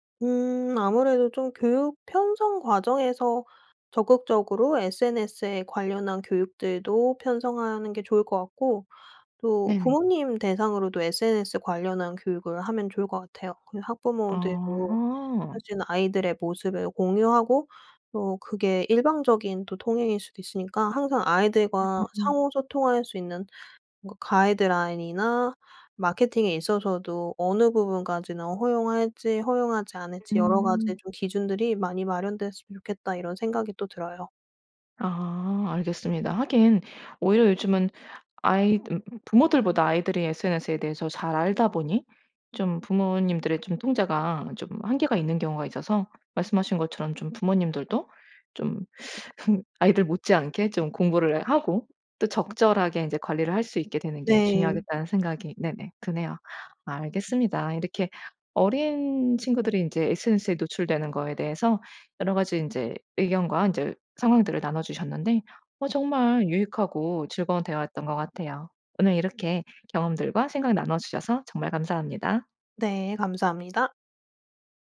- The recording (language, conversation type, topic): Korean, podcast, 어린 시절부터 SNS에 노출되는 것이 정체성 형성에 영향을 줄까요?
- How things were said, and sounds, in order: other background noise; laugh